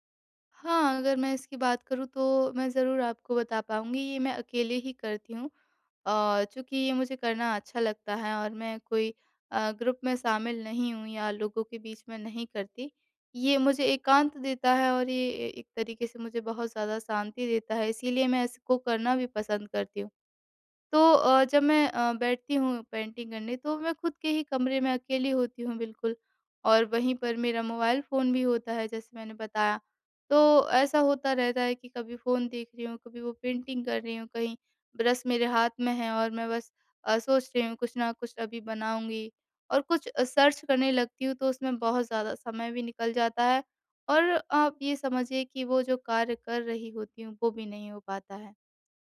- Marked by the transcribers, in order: in English: "ग्रुप"; in English: "पेंटिंग"; in English: "पेंटिंग"; in English: "ब्रश"; in English: "सर्च"
- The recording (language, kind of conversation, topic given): Hindi, advice, मैं बिना ध्यान भंग हुए अपने रचनात्मक काम के लिए समय कैसे सुरक्षित रख सकता/सकती हूँ?